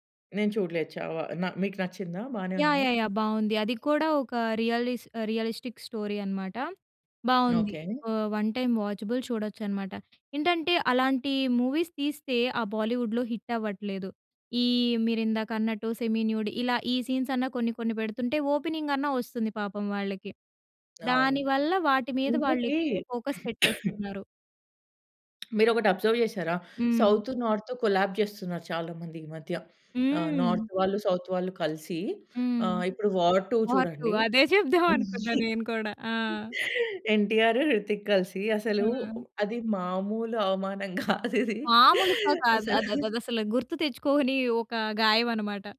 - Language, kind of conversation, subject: Telugu, podcast, స్థానిక సినిమా మరియు బోలీవుడ్ సినిమాల వల్ల సమాజంపై పడుతున్న ప్రభావం ఎలా మారుతోందని మీకు అనిపిస్తుంది?
- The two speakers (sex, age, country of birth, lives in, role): female, 20-24, India, India, guest; female, 30-34, India, India, host
- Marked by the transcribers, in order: in English: "రియలిస్ రియలిస్టిక్ స్టోరీ"; in English: "వన్ టైమ్ వాచబుల్"; in English: "మూవీస్"; in English: "బాలీవుడ్‌లో హిట్"; in English: "సెమీ న్యూడ్"; in English: "సీన్స్"; in English: "ఓపెనింగ్"; in English: "ఫోకస్"; cough; tapping; in English: "అబ్జర్వ్"; in English: "సౌత్, నార్త్ కొలాప్స్"; in English: "నార్త్"; in English: "వార్ టూ"; whoop; in English: "సౌత్"; in English: "వార్ టూ"; giggle; giggle